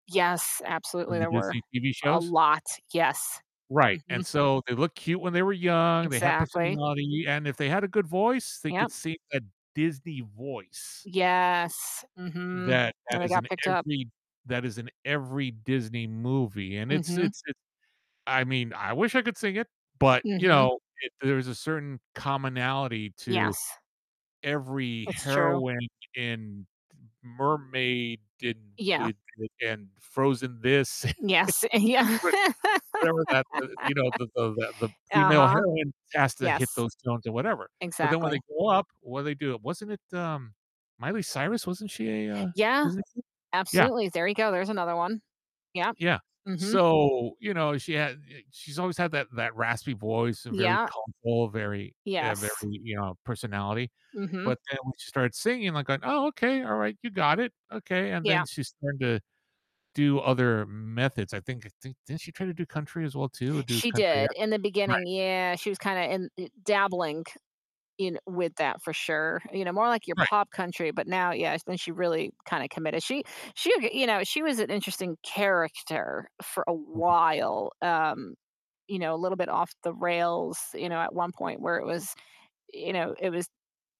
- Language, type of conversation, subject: English, unstructured, How do you react when a band you love changes its sound, and how do your reactions differ from other people’s?
- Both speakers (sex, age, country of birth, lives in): female, 35-39, United States, United States; male, 55-59, United States, United States
- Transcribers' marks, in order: distorted speech; static; chuckle; laughing while speaking: "and yeah"; laugh; unintelligible speech; unintelligible speech